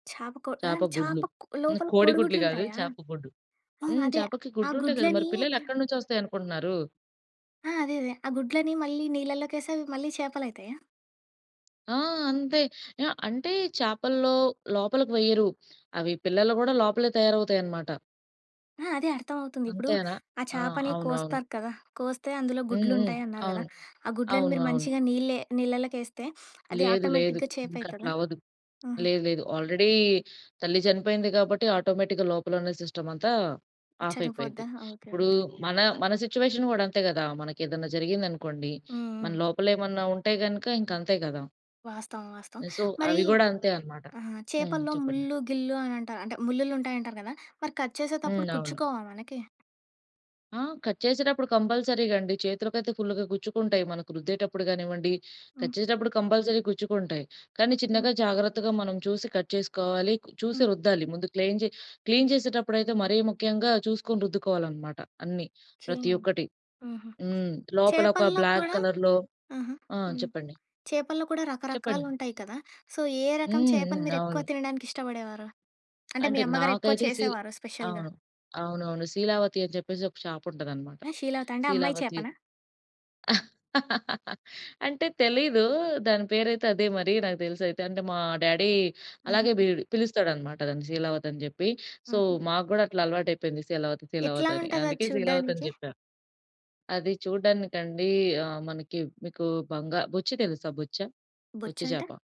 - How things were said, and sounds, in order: other noise; sniff; in English: "ఆటోమేటిక్‌గా"; tapping; in English: "ఆల్రెడీ"; other background noise; in English: "ఆటోమేటిక్‌గా"; in English: "సిట్యుయేషన్"; in English: "సో"; in English: "కట్"; in English: "కట్"; in English: "కంపల్సరీగా"; in English: "కట్"; in English: "కంపల్సరీగా"; in English: "కట్"; in English: "క్లీన్"; in English: "బ్లాక్ కలర్‌లో"; in English: "సో"; in English: "స్పెషల్‌గా"; chuckle; in English: "డ్యాడీ"; in English: "సో"
- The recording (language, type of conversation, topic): Telugu, podcast, అమ్మగారు చేసే ప్రత్యేక వంటకం ఏది?